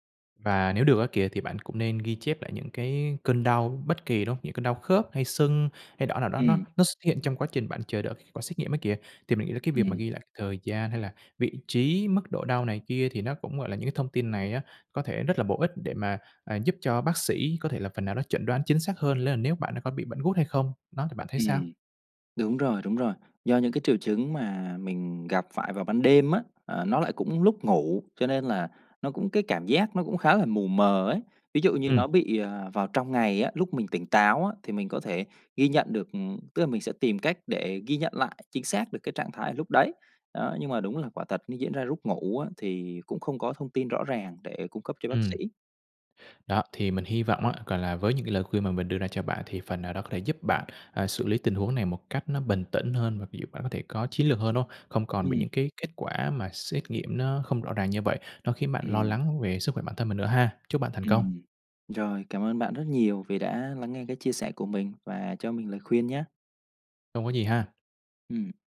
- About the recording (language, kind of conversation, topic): Vietnamese, advice, Kết quả xét nghiệm sức khỏe không rõ ràng khiến bạn lo lắng như thế nào?
- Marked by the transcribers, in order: tapping; other background noise